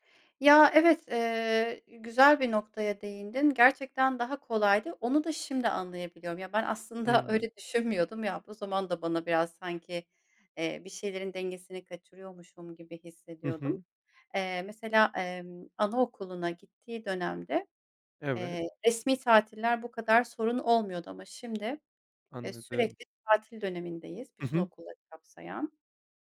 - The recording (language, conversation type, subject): Turkish, podcast, İş ve özel hayat dengesini nasıl kuruyorsun?
- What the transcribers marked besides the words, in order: none